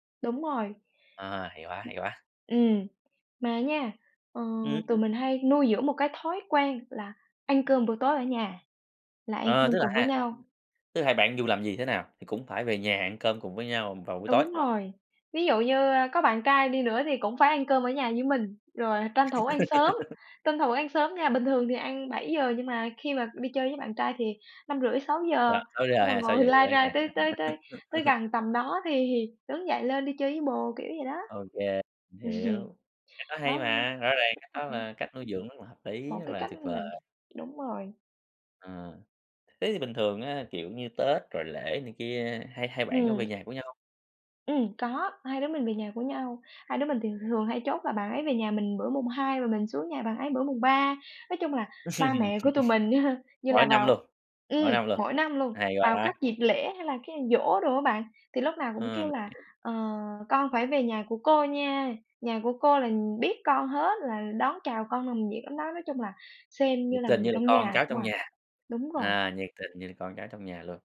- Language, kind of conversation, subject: Vietnamese, podcast, Bạn có thể kể về vai trò của tình bạn trong đời bạn không?
- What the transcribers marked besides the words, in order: tapping; other background noise; laugh; laugh; laughing while speaking: "Ừm"; laugh; laughing while speaking: "á ha"